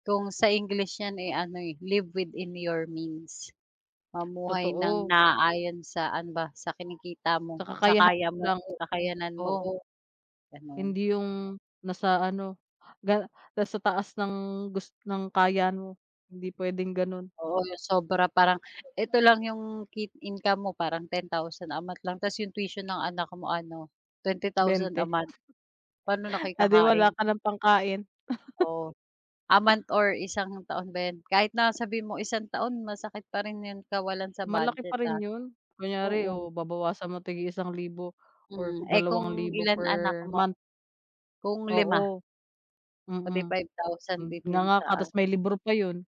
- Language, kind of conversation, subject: Filipino, unstructured, Sa tingin mo ba, sulit ang halaga ng matrikula sa mga paaralan ngayon?
- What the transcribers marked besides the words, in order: in English: "live within your means"; "tapos" said as "tas"; chuckle